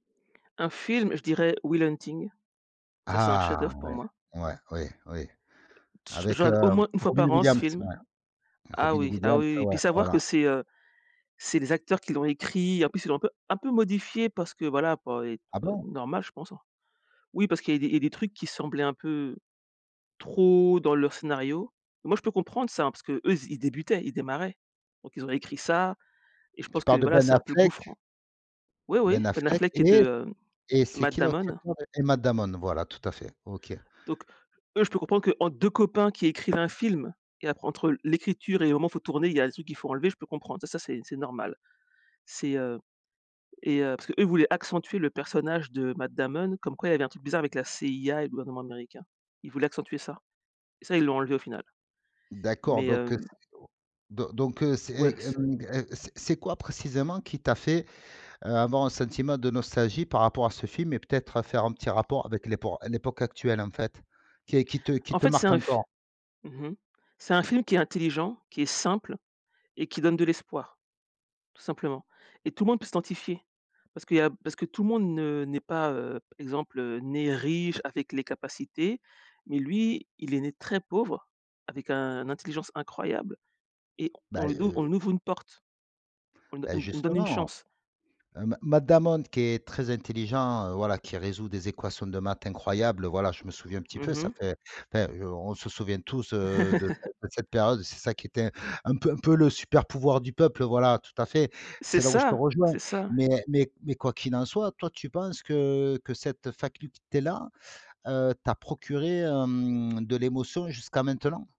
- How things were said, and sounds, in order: other background noise; unintelligible speech; tapping; laugh
- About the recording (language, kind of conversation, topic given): French, podcast, Pourquoi aimons-nous tant la nostalgie dans les séries et les films ?